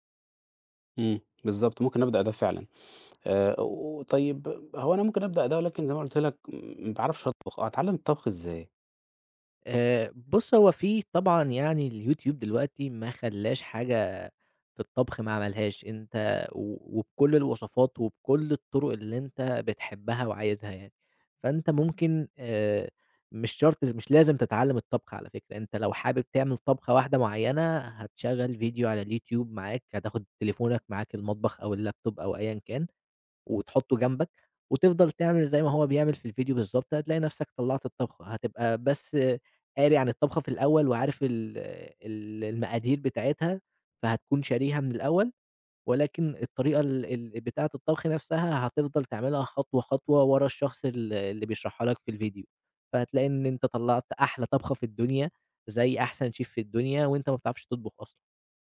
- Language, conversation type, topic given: Arabic, advice, إزاي أقدر أسيطر على اندفاعاتي زي الأكل أو الشراء؟
- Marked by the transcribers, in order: in English: "الLaptop"; tapping; in English: "Chef"